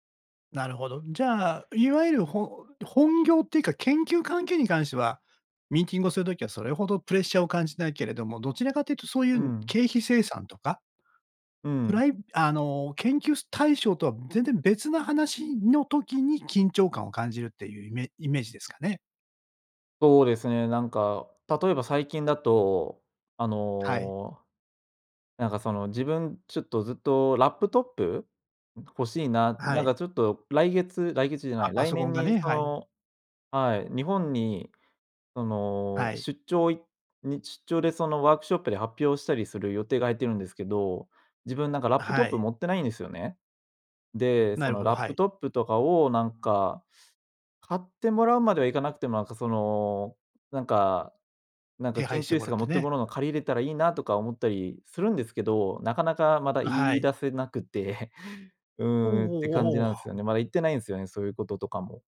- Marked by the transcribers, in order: other background noise; other noise; chuckle
- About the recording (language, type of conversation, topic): Japanese, advice, 上司や同僚に自分の意見を伝えるのが怖いのはなぜですか？